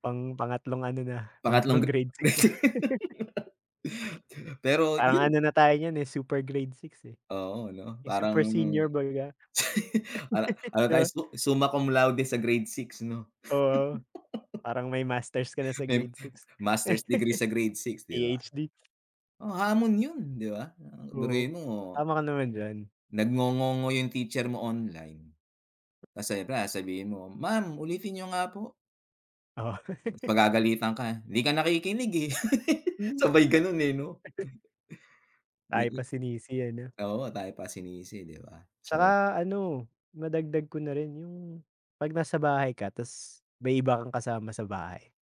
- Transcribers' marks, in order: laugh; laugh; chuckle; giggle; laugh; tapping; other noise; chuckle; laugh; chuckle
- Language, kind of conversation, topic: Filipino, unstructured, Paano nagbago ang paraan ng pag-aaral dahil sa mga plataporma sa internet para sa pagkatuto?